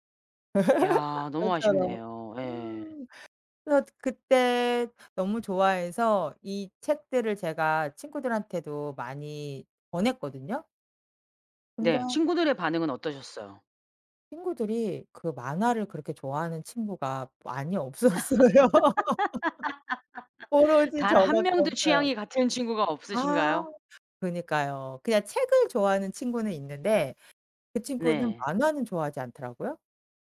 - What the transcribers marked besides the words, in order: laugh; other background noise; laugh; laughing while speaking: "없었어요"; laugh
- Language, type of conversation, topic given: Korean, podcast, 어릴 때 즐겨 보던 만화나 TV 프로그램은 무엇이었나요?